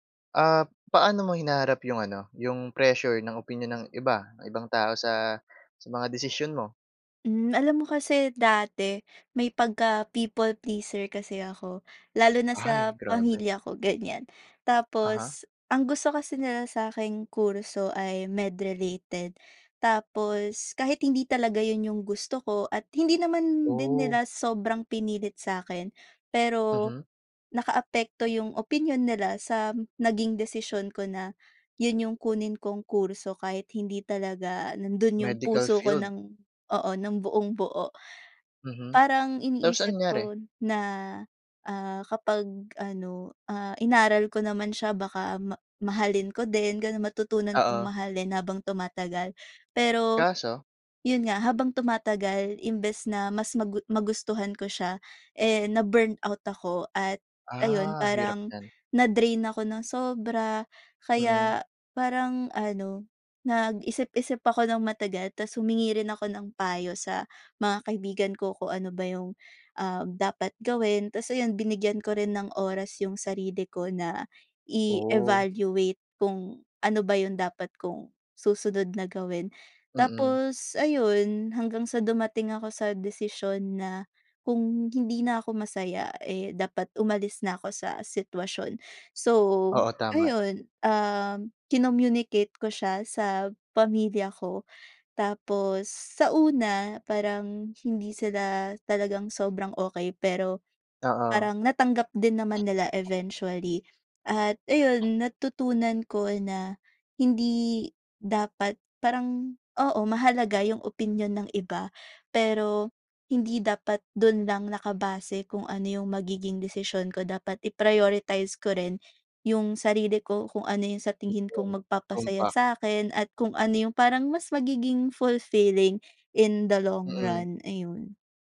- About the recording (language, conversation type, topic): Filipino, podcast, Paano mo hinaharap ang pressure mula sa opinyon ng iba tungkol sa desisyon mo?
- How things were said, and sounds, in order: dog barking